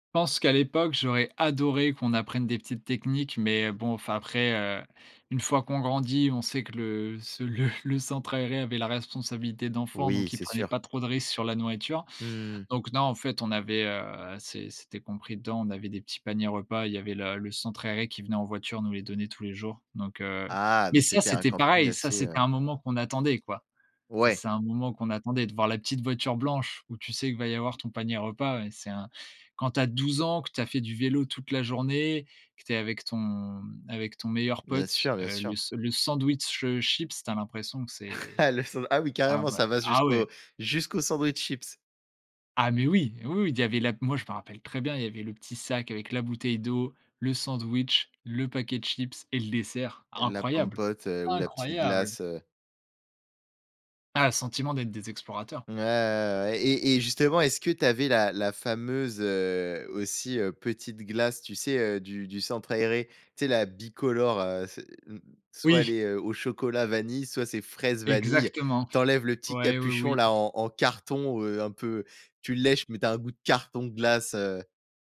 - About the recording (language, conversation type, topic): French, podcast, Quelle a été ton expérience de camping la plus mémorable ?
- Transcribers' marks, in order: chuckle; chuckle; stressed: "Incroyable"; chuckle